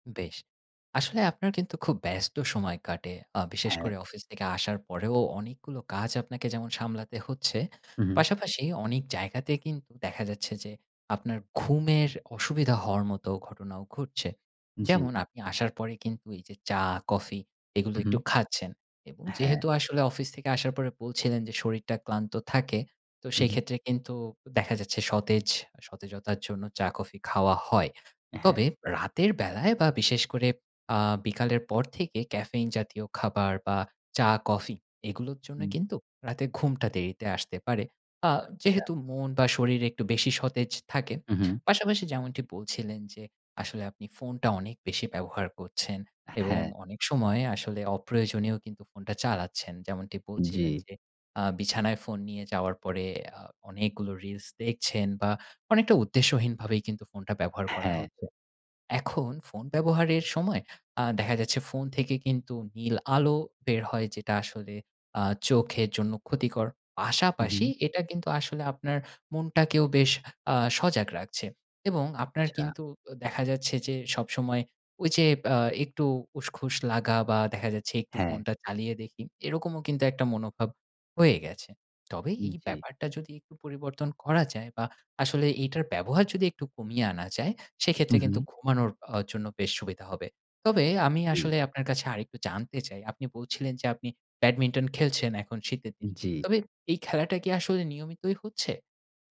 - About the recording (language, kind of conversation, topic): Bengali, advice, সকাল ওঠার রুটিন বানালেও আমি কেন তা টিকিয়ে রাখতে পারি না?
- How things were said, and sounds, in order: none